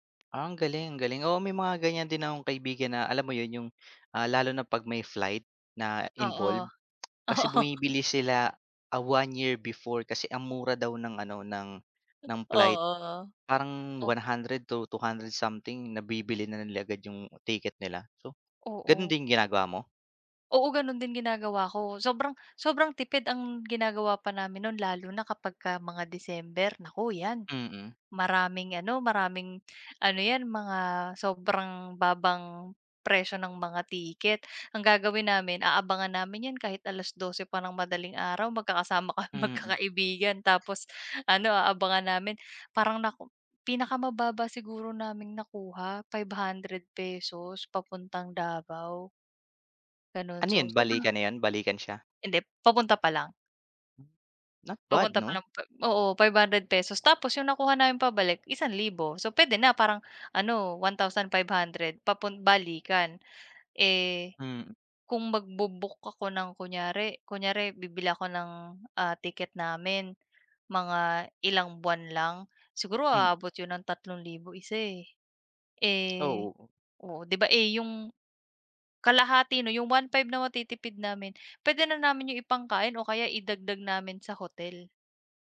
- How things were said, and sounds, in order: laughing while speaking: "oo"; tapping; other background noise; lip smack
- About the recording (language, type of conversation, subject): Filipino, unstructured, Ano ang pakiramdam mo kapag malaki ang natitipid mo?
- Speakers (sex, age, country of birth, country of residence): female, 30-34, Philippines, Philippines; male, 25-29, Philippines, Philippines